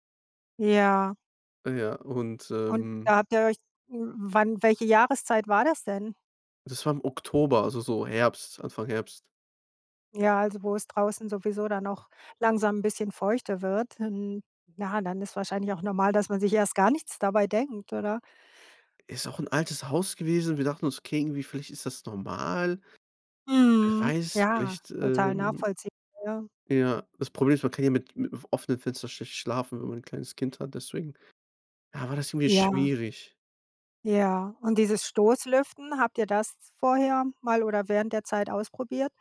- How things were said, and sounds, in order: other noise
- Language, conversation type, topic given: German, podcast, Wann hat ein Umzug dein Leben unerwartet verändert?